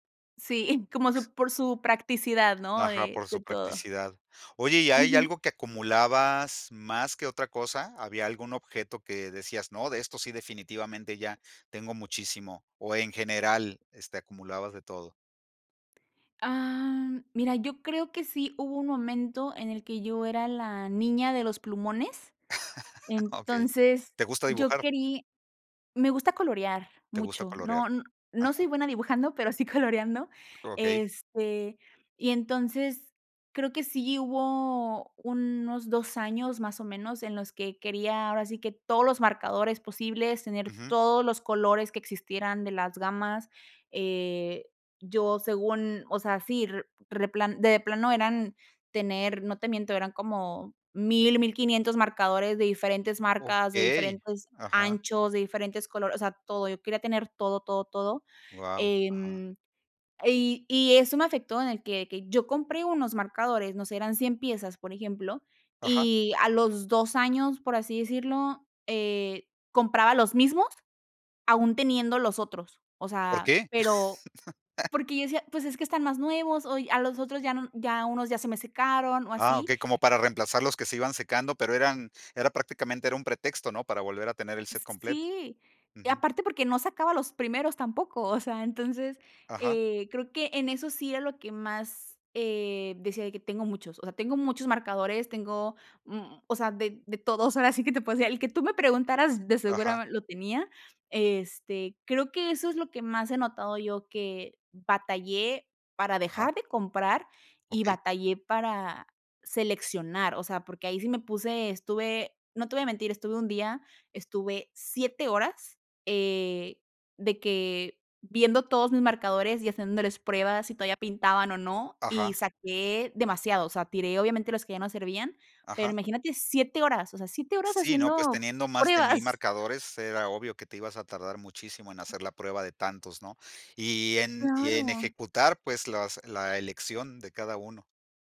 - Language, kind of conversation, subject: Spanish, podcast, ¿Cómo haces para no acumular objetos innecesarios?
- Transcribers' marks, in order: chuckle; other noise; other background noise; laugh; laughing while speaking: "sí coloreando"; chuckle; "seguro" said as "seguram"; chuckle; tapping